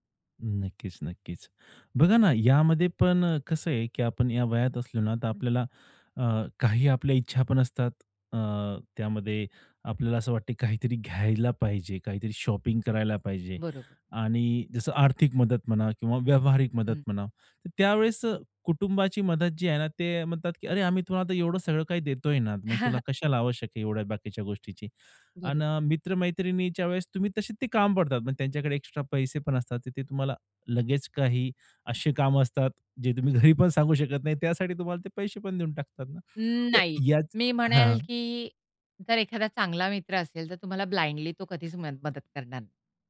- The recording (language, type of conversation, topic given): Marathi, podcast, कुटुंब आणि मित्र यांमधला आधार कसा वेगळा आहे?
- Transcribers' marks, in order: tapping; in English: "शॉपिंग"; other background noise; chuckle; cough